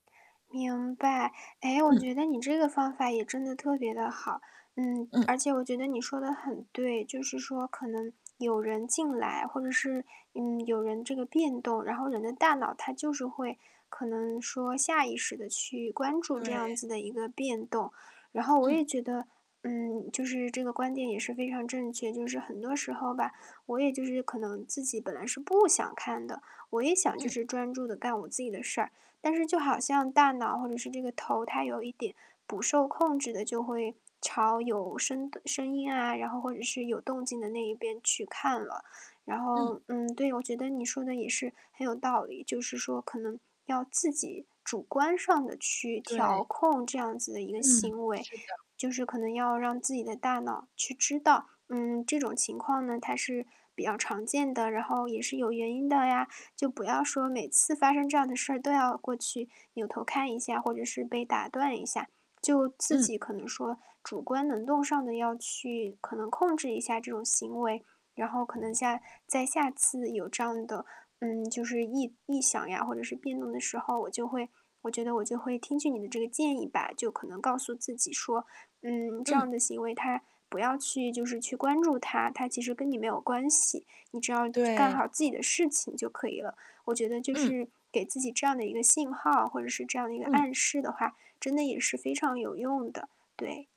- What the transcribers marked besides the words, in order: distorted speech; static
- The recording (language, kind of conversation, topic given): Chinese, advice, 在多人共享空间里，我该如何管理声音和视觉干扰来保持专注？